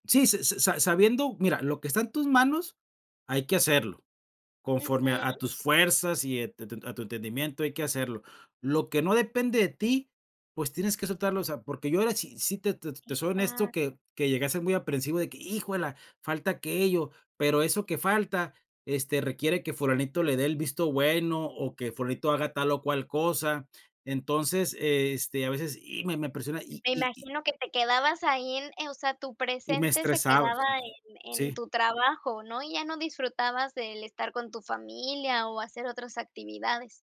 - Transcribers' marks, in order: other noise
- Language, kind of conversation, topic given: Spanish, podcast, ¿Cómo equilibras el trabajo y la vida personal en la práctica?